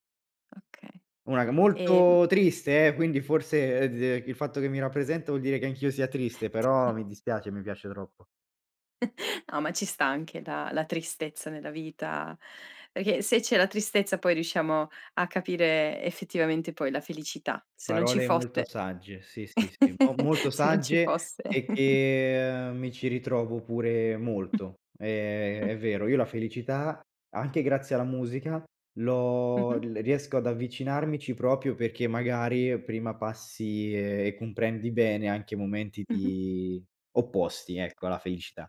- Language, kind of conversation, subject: Italian, podcast, Che musica ti rappresenta di più?
- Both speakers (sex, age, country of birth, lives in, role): female, 35-39, Latvia, Italy, host; male, 25-29, Italy, Italy, guest
- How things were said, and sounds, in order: unintelligible speech; chuckle; chuckle